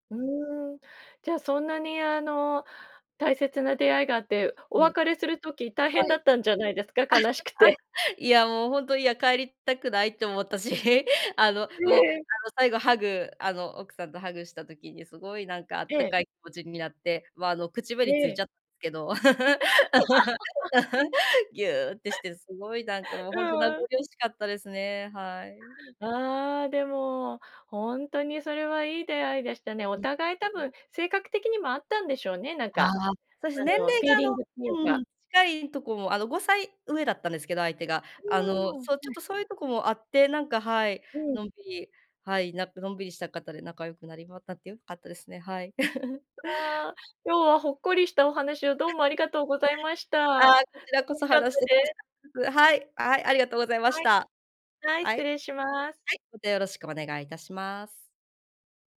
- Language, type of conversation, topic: Japanese, podcast, 心が温かくなった親切な出会いは、どんな出来事でしたか？
- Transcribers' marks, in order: laugh; other background noise; chuckle; laugh; unintelligible speech; unintelligible speech; chuckle